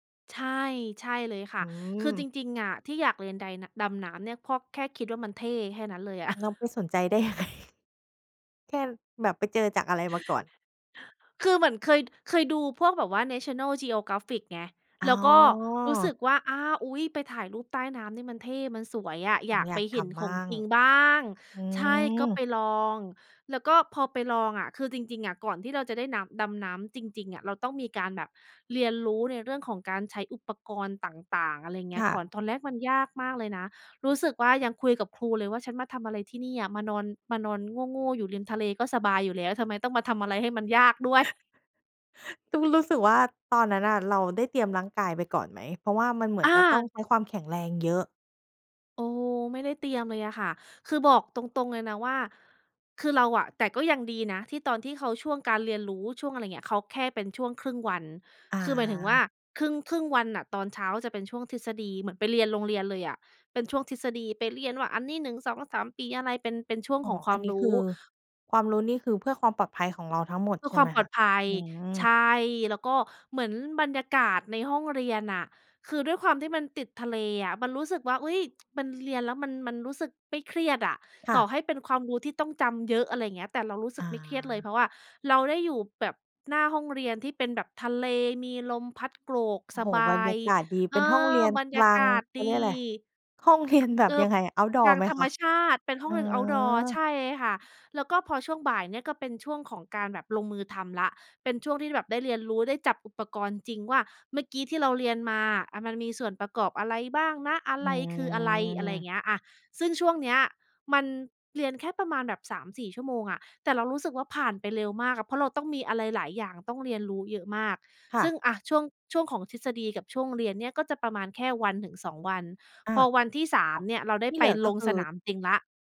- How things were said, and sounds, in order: chuckle; laughing while speaking: "ได้ยังไง"; drawn out: "อ๋อ"; tsk; other background noise; in English: "เอาต์ดอร์"; in English: "เอาต์ดอร์"
- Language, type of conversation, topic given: Thai, podcast, สถานที่ธรรมชาติแบบไหนที่ทำให้คุณรู้สึกผ่อนคลายที่สุด?